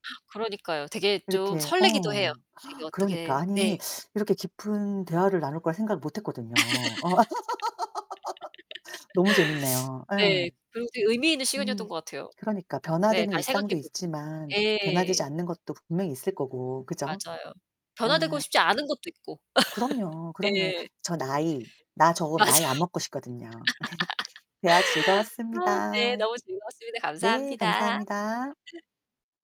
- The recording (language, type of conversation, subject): Korean, unstructured, 5년 후 당신은 어떤 모습일까요?
- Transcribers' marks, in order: other background noise; static; laugh; distorted speech; laugh; background speech; laugh; laughing while speaking: "맞아"; laugh